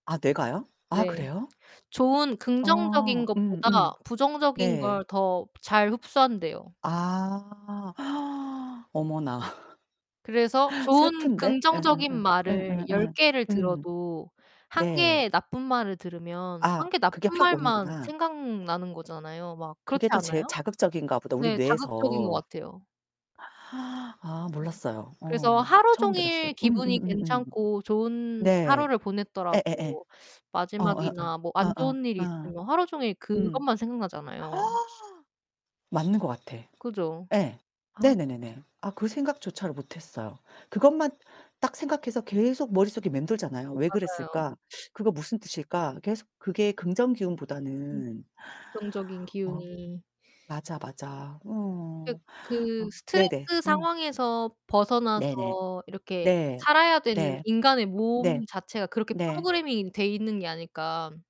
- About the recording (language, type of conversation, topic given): Korean, unstructured, 스트레스는 신체 건강에 어떤 영향을 미치나요?
- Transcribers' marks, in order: other background noise; background speech; distorted speech; gasp; laugh; gasp; teeth sucking